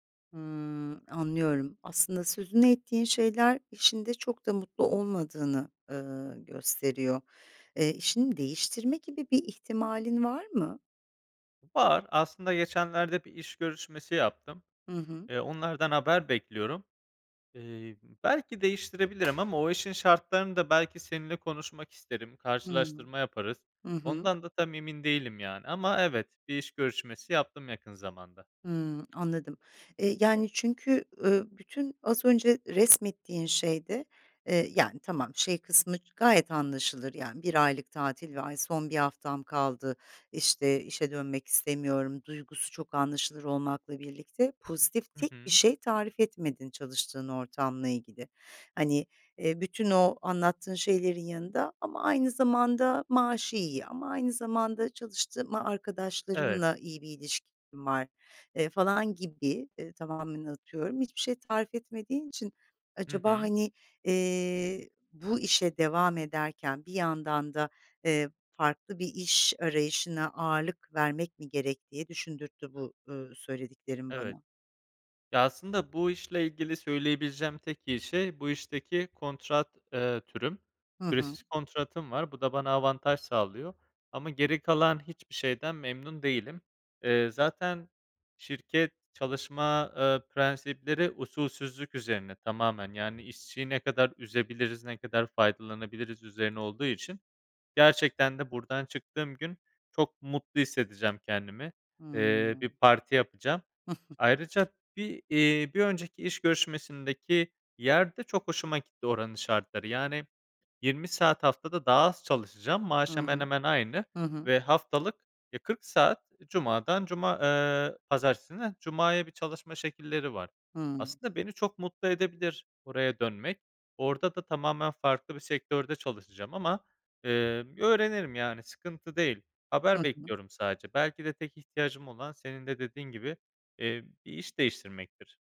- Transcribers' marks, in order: other background noise; tapping; chuckle
- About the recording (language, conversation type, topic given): Turkish, advice, İşten tükenmiş hissedip işe geri dönmekten neden korkuyorsun?